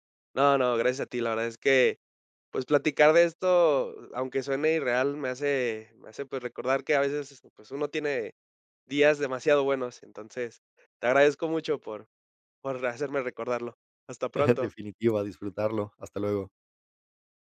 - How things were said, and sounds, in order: giggle
- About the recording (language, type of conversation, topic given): Spanish, podcast, ¿Me puedes contar sobre un viaje improvisado e inolvidable?